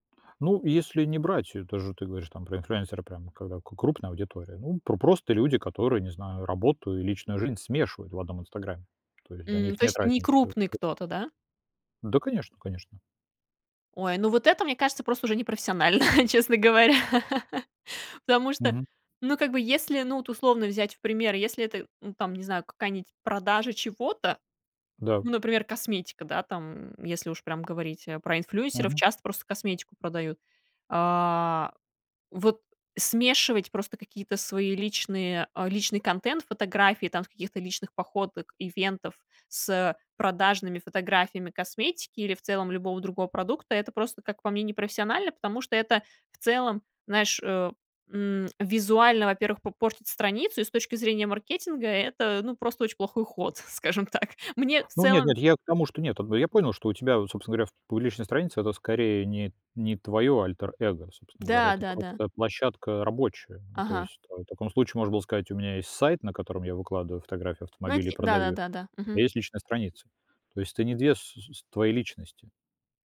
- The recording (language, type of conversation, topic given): Russian, podcast, Какие границы ты устанавливаешь между личным и публичным?
- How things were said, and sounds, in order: tapping; chuckle; laugh; other background noise